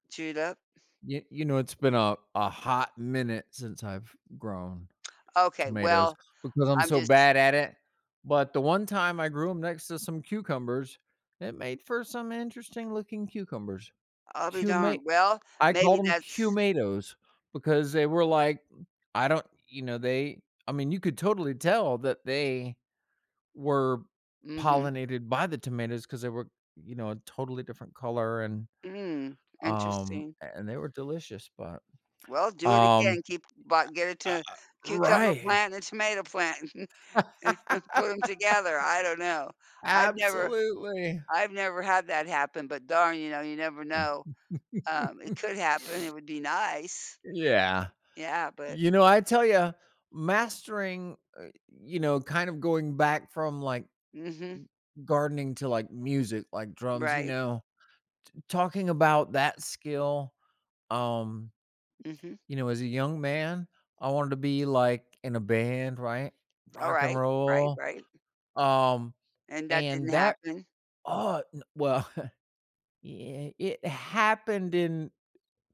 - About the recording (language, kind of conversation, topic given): English, unstructured, How has learning a new skill impacted your life?
- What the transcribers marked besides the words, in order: laugh; chuckle; other background noise; laugh; sniff; chuckle